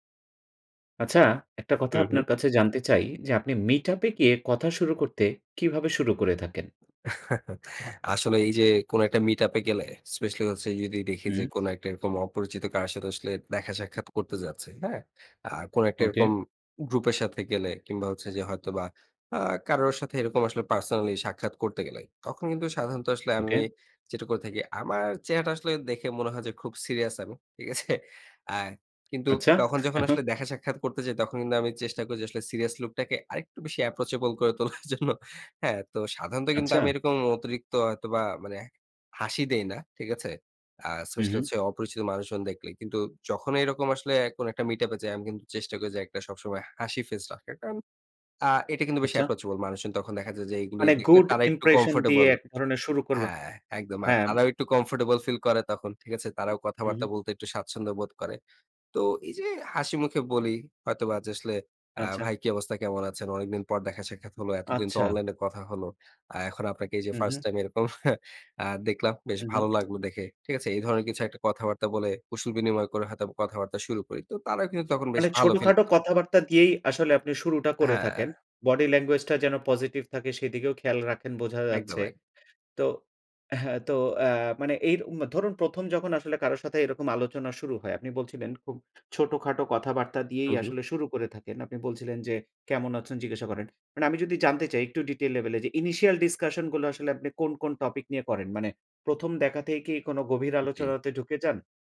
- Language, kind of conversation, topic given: Bengali, podcast, মিটআপে গিয়ে আপনি কীভাবে কথা শুরু করেন?
- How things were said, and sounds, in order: in English: "মিট আপ"; chuckle; in English: "মিট আপ"; in English: "পার্সোনালি"; in English: "অ্যাপ্রোচেবল"; laughing while speaking: "করে তোলার জন্য"; in English: "মিট আপ"; in English: "অ্যাপ্রোচেবল"; in English: "good impression"; in English: "কমফোর্টেবল"; in English: "কমফোর্টেবল"; laughing while speaking: "এরকম"; chuckle; in English: "বডি ল্যাঙ্গুয়েজ"; in English: "ডিটেইল"; in English: "ইনিশিয়াল ডিসকাশন"